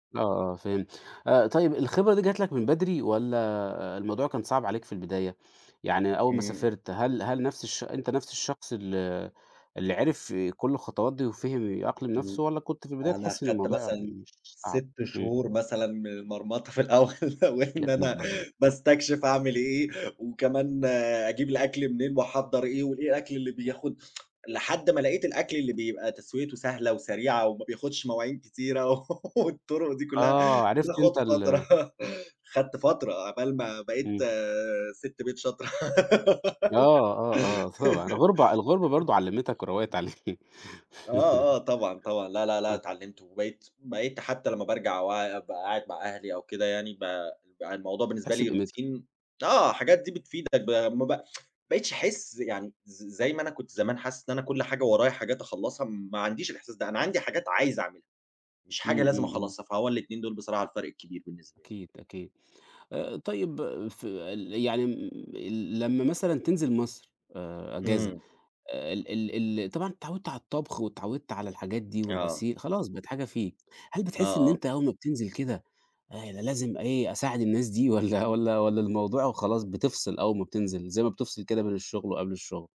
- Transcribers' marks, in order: unintelligible speech; tapping; laughing while speaking: "المرمطة في الأول، وإن أنا باستكشف اعمل إيه"; laugh; tsk; laughing while speaking: "كتيرة"; laugh; laugh; laughing while speaking: "طبعًا"; laughing while speaking: "شاطرة"; laugh; laughing while speaking: "عليك"; chuckle; in English: "روتين"; tsk; laughing while speaking: "والّا والّا"; unintelligible speech
- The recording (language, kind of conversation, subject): Arabic, podcast, بتعمل إيه أول ما توصل البيت بعد الشغل؟